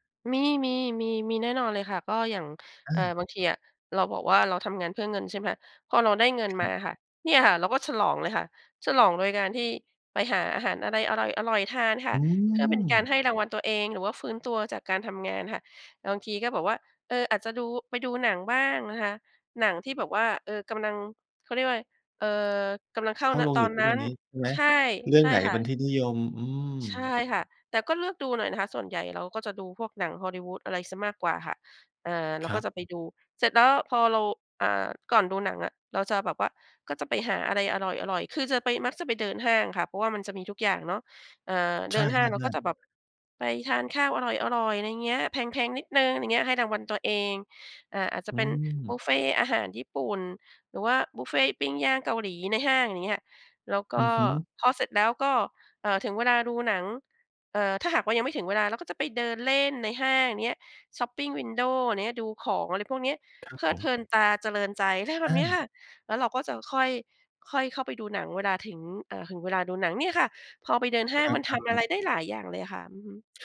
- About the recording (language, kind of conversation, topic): Thai, podcast, เวลาเหนื่อยจากงาน คุณทำอะไรเพื่อฟื้นตัวบ้าง?
- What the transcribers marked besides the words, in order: in English: "shopping window"